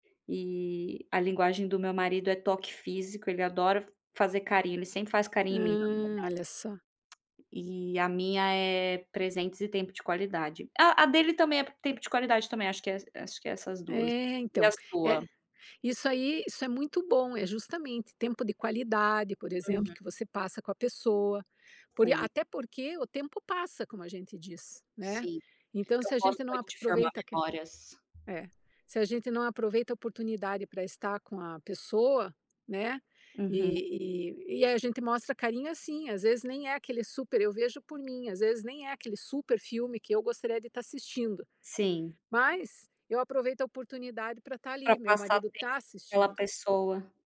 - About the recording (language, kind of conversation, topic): Portuguese, unstructured, Como você gosta de demonstrar carinho para alguém?
- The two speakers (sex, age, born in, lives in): female, 30-34, United States, Spain; female, 50-54, Brazil, United States
- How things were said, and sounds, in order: unintelligible speech; unintelligible speech